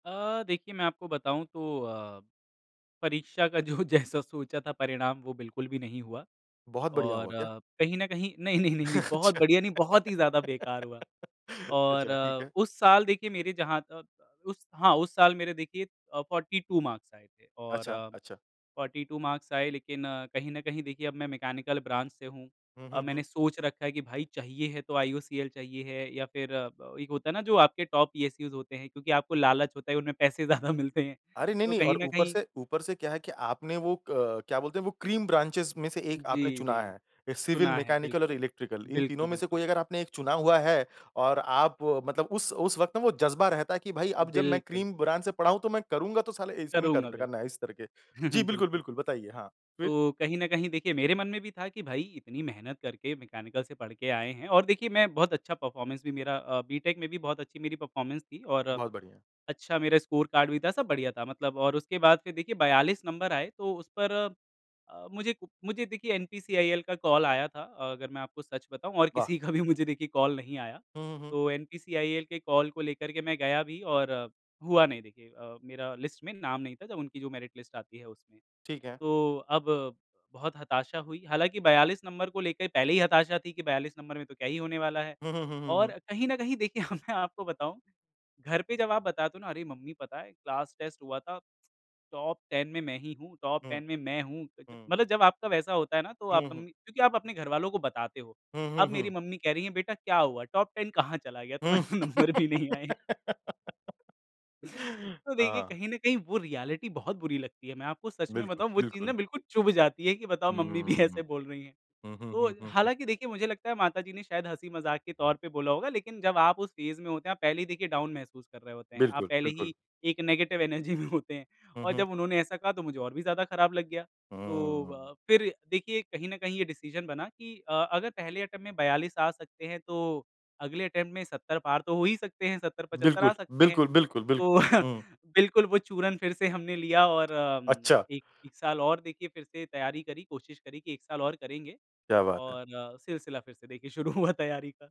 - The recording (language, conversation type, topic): Hindi, podcast, किसी परीक्षा में असफल होने के बाद आप कैसे आगे बढ़े?
- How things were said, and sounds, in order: laughing while speaking: "जो जैसा"; laughing while speaking: "अच्छा"; laugh; in English: "फोर्टी टू मार्क्स"; in English: "फोर्टी टू मार्क्स"; in English: "ब्रांच"; in English: "टॉप"; laughing while speaking: "ज़्यादा मिलते हैं"; in English: "क्रीम ब्रांचेज़"; in English: "क्रीम ब्रांच"; chuckle; in English: "परफ़ॉर्मेंस"; in English: "परफ़ॉर्मेंस"; in English: "स्कोर कार्ड"; in English: "कॉल"; laughing while speaking: "मुझे देखिए कॉल नहीं आया"; in English: "कॉल"; in English: "लिस्ट"; in English: "लिस्ट"; laughing while speaking: "देखिए मैं आपको बताऊँ"; in English: "टॉप 10"; in English: "टॉप 10"; in English: "टॉप 10"; laughing while speaking: "तुम्हारे तो नंबर भी नहीं आए हैं"; laugh; in English: "रीऐलिटी"; laughing while speaking: "मम्मी भी ऐसे बोल रहीं हैं"; in English: "फेज़"; in English: "डाउन"; in English: "नेगेटिव एनर्जी"; laughing while speaking: "में होते हैं"; in English: "डिसीजन"; in English: "अटेम्प्ट"; in English: "अटेम्प्ट"; laughing while speaking: "तो"; laughing while speaking: "शुरू हुआ तैयारी का"